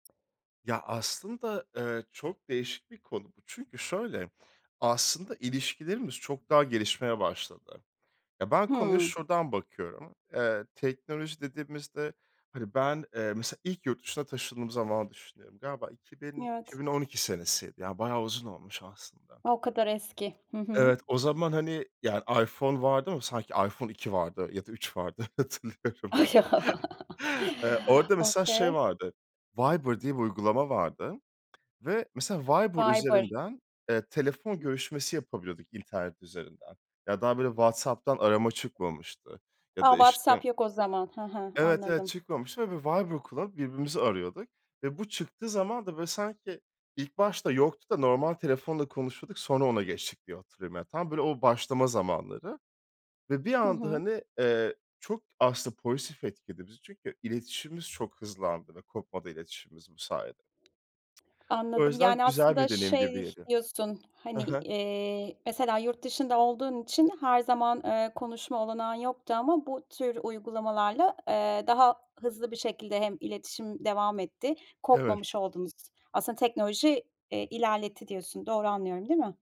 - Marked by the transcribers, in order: other background noise; laughing while speaking: "hatırlıyorum yani"; laughing while speaking: "Ay, ya"; chuckle; in English: "Okay"; tapping
- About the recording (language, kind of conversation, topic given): Turkish, podcast, Teknoloji aile ilişkilerini nasıl etkiledi; senin deneyimin ne?